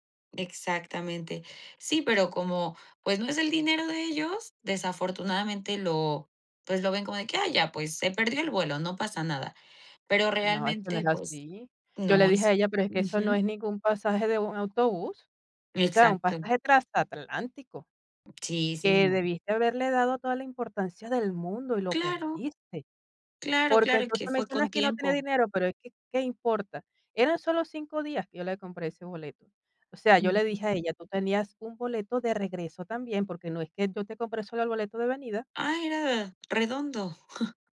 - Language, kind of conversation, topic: Spanish, advice, ¿Cómo puedo manejar a un amigo que me pide dinero prestado con frecuencia?
- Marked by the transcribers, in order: "transatlántico" said as "trasatlántico"; other background noise; tapping; chuckle